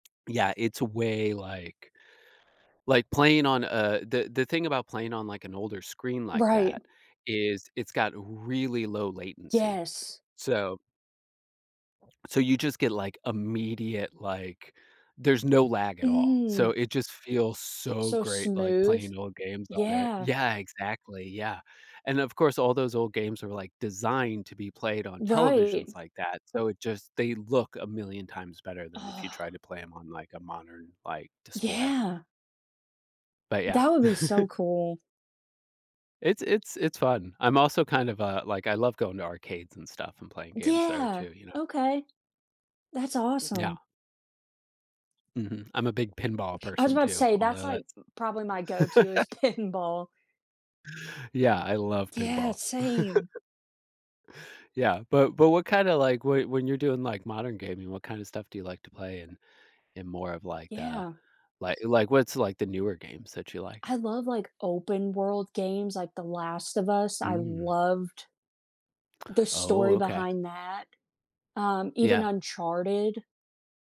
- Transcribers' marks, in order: other background noise; sigh; chuckle; laugh; laughing while speaking: "pinball"; chuckle
- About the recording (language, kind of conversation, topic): English, unstructured, How do your memories of classic video games compare to your experiences with modern gaming?
- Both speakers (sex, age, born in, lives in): female, 25-29, United States, United States; male, 35-39, United States, United States